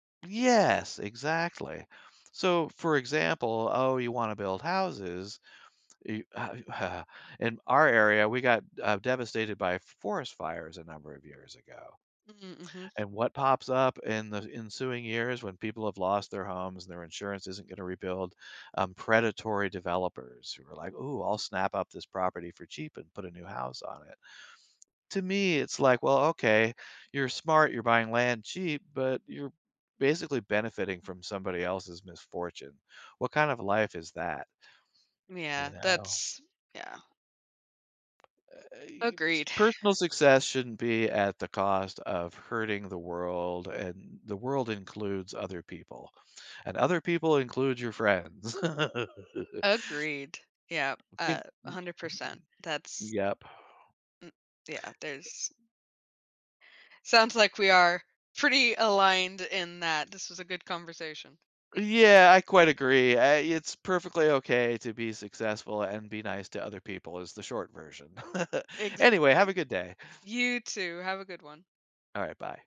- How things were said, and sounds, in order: chuckle; unintelligible speech; other background noise; chuckle
- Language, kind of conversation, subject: English, unstructured, How can friendships be maintained while prioritizing personal goals?
- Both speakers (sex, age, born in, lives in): female, 30-34, United States, United States; male, 60-64, United States, United States